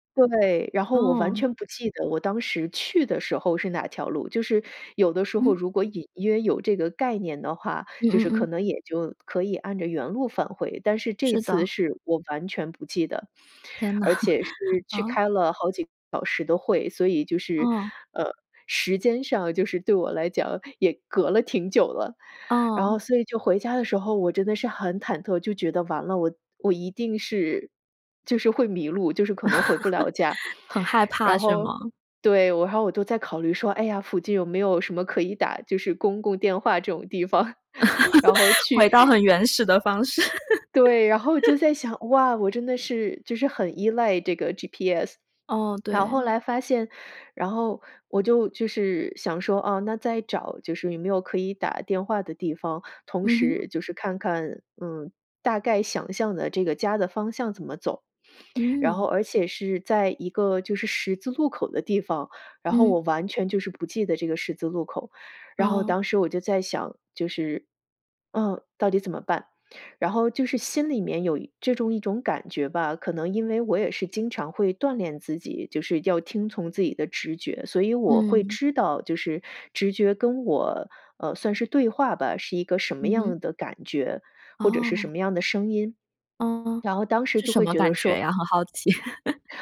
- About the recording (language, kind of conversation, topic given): Chinese, podcast, 当直觉与逻辑发生冲突时，你会如何做出选择？
- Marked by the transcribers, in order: laughing while speaking: "天哪，嗯"; laugh; joyful: "很害怕是吗？"; joyful: "就是公共电话这种地方"; laugh; chuckle; laughing while speaking: "回到很原始的方式"; laugh; swallow; laugh